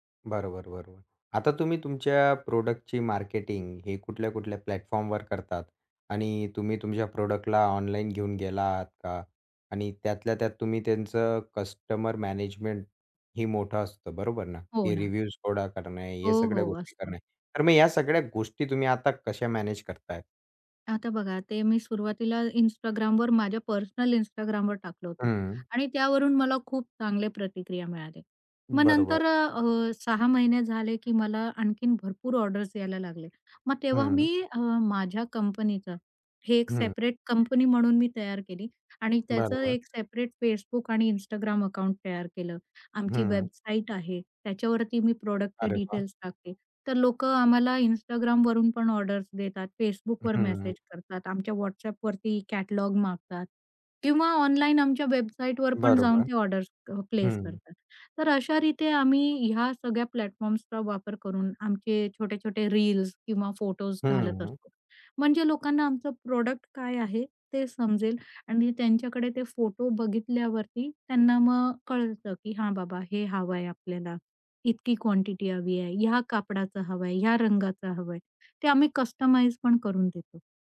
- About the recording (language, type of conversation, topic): Marathi, podcast, हा प्रकल्प तुम्ही कसा सुरू केला?
- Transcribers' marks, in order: other background noise; in English: "प्रॉडक्टची"; in English: "प्लॅटफॉर्मवर"; in English: "प्रॉडक्टला"; in English: "रिव्ह्यूज"; tapping; in English: "प्रॉडक्टचे"; in English: "प्लॅटफॉर्म्सचा"; in English: "प्रॉडक्ट"